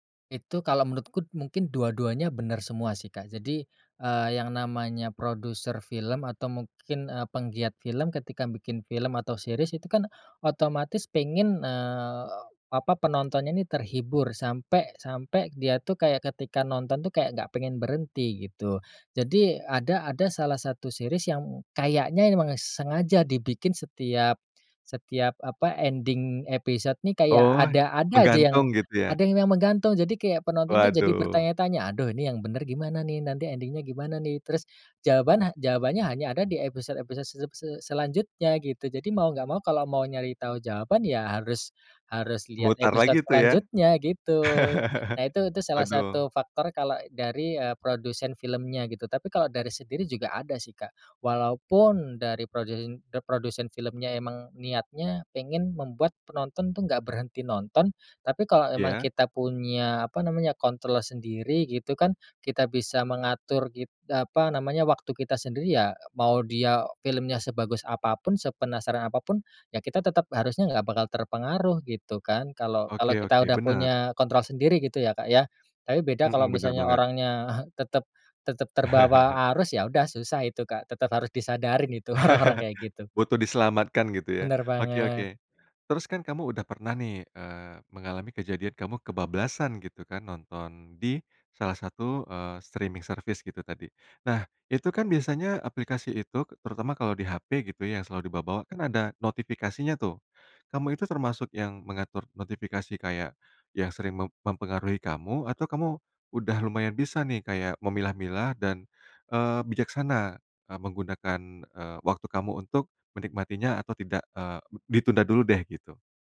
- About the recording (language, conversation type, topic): Indonesian, podcast, Pernah nggak aplikasi bikin kamu malah nunda kerja?
- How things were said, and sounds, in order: in English: "series"; in English: "series"; in English: "ending"; in English: "ending-nya"; chuckle; chuckle; laughing while speaking: "orang-orang"; chuckle; in English: "streaming service"